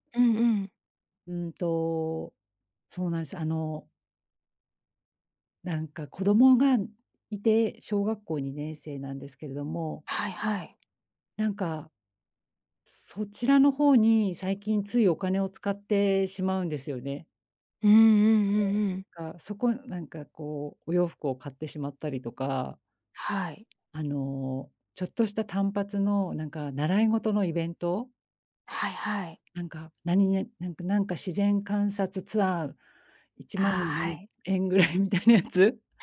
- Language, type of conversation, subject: Japanese, advice, 毎月決まった額を貯金する習慣を作れないのですが、どうすれば続けられますか？
- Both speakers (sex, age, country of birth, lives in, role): female, 45-49, Japan, Japan, user; female, 55-59, Japan, United States, advisor
- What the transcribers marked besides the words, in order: unintelligible speech; laughing while speaking: "円ぐらいみたいなやつ"